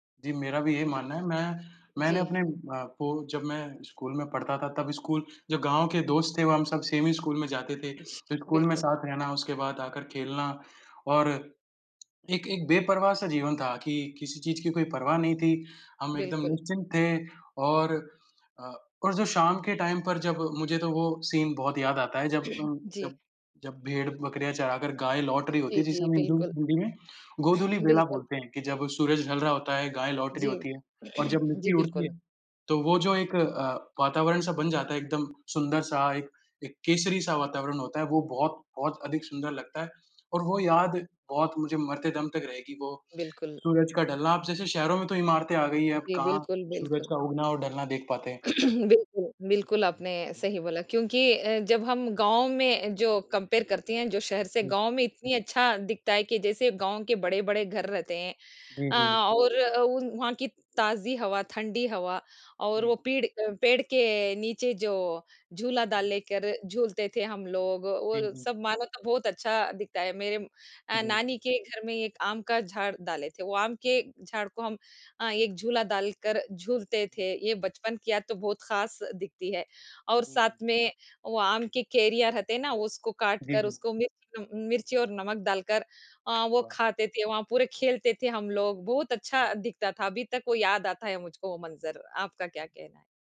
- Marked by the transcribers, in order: other background noise; in English: "सेम"; tapping; in English: "टाइम"; in English: "सीन"; throat clearing; throat clearing; throat clearing; in English: "कंपेयर"
- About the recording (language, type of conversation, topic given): Hindi, unstructured, आपकी सबसे प्यारी बचपन की याद कौन-सी है?
- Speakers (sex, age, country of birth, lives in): female, 40-44, India, India; male, 20-24, India, India